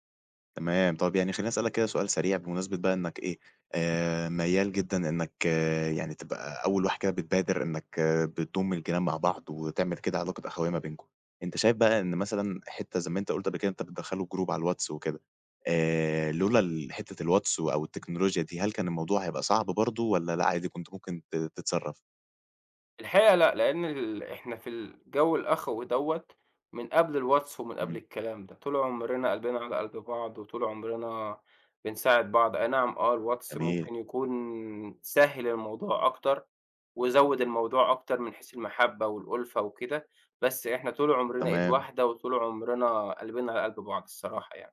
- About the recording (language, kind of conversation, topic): Arabic, podcast, إزاي نبني جوّ أمان بين الجيران؟
- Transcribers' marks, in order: other noise; in English: "group"